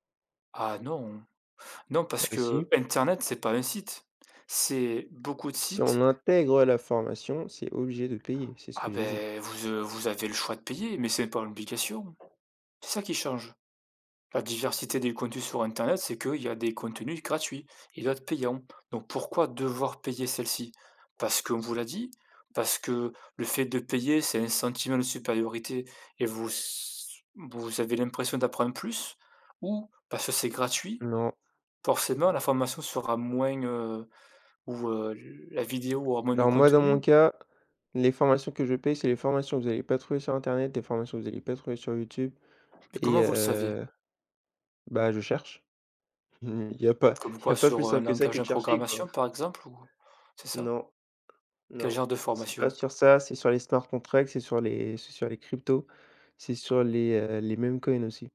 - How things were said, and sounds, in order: tapping; stressed: "gratuits"; other background noise; chuckle; chuckle; in English: "meme-coins"
- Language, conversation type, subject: French, unstructured, Comment les plateformes d’apprentissage en ligne transforment-elles l’éducation ?
- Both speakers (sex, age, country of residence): male, 20-24, France; male, 35-39, France